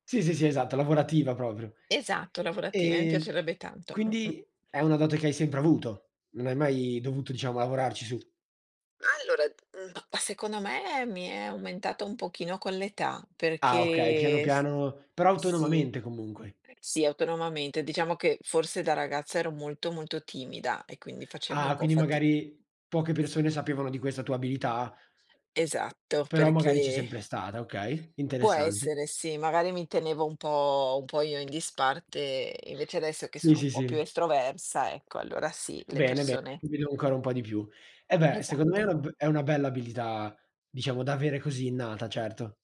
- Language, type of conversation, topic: Italian, unstructured, Qual è stato il momento più soddisfacente in cui hai messo in pratica una tua abilità?
- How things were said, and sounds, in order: tapping; other background noise; "ma" said as "pa"; drawn out: "perché"; unintelligible speech